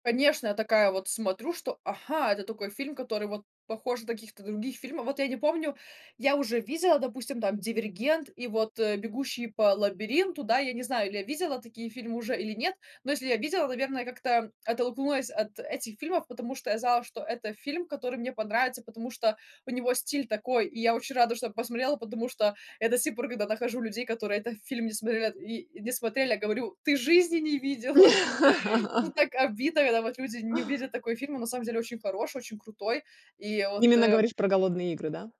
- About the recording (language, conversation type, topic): Russian, podcast, Какой фильм сильно повлиял на тебя и почему?
- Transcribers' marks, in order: laughing while speaking: "Ты жизни не видела!"; laugh